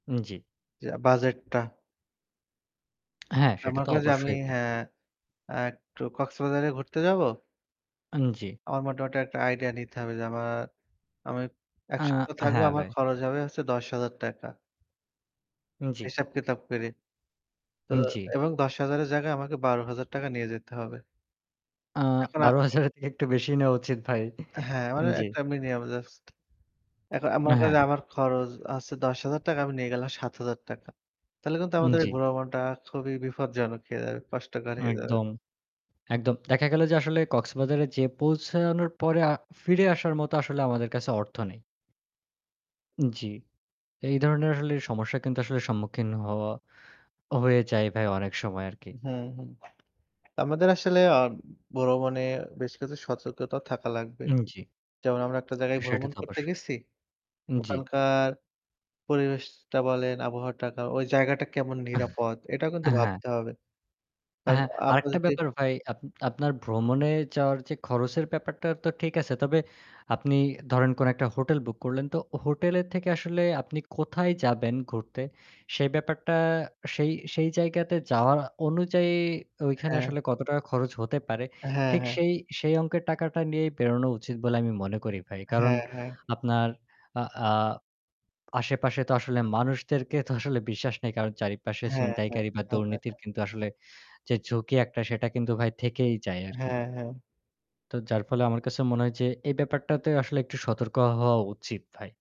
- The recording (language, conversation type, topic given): Bengali, unstructured, ভ্রমণের খরচ কি সবসময়ই বেশি হওয়া উচিত?
- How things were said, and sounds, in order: static; other background noise; laughing while speaking: "বারো হাজার এর থেকে একটু বেশিই নেওয়া উচিত ভাই"; tapping; lip smack; "অবশ্যই" said as "তাপস"; chuckle